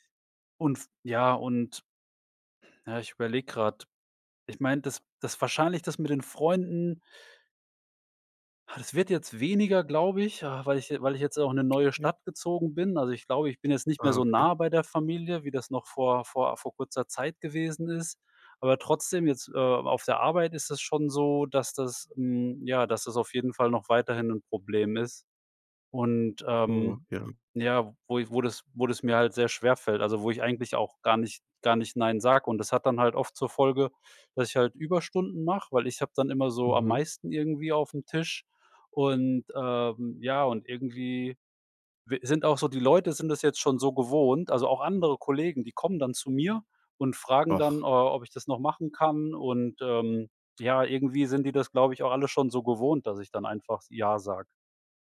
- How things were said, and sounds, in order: sigh; sigh
- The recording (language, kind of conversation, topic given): German, advice, Wie kann ich lernen, bei der Arbeit und bei Freunden Nein zu sagen?